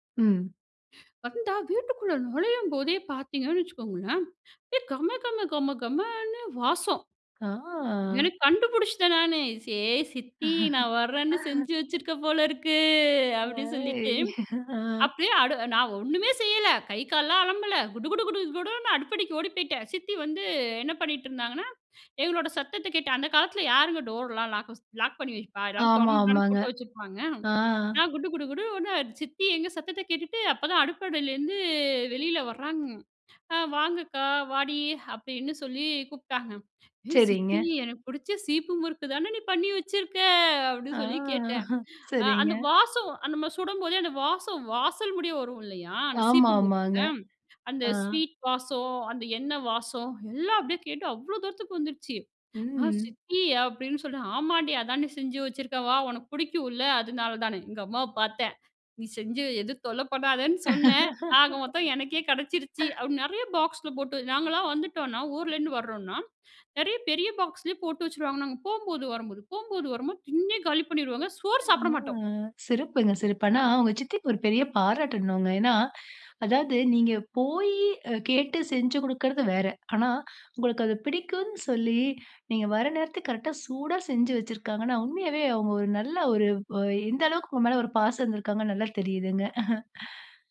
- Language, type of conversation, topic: Tamil, podcast, சுவைகள் உங்கள் நினைவுகளோடு எப்படி இணைகின்றன?
- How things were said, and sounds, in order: drawn out: "ஆ"; joyful: "சே! சித்தி நா வரேன்னு செஞ்சு … அடுப்படிக்கு ஓடி போய்ட்டேன்"; laugh; laughing while speaking: "ஹேய்!"; "அடுப்படியிலேருந்து" said as "அடுப்படையிலேருந்து"; joyful: "ஏ சித்தி! எனக்கு புடிச்ச சீப்பு … சித்தி! அப்படீன்னு சொல்றேன்"; laughing while speaking: "ஆ"; laugh; giggle; drawn out: "ஆ"; other background noise; chuckle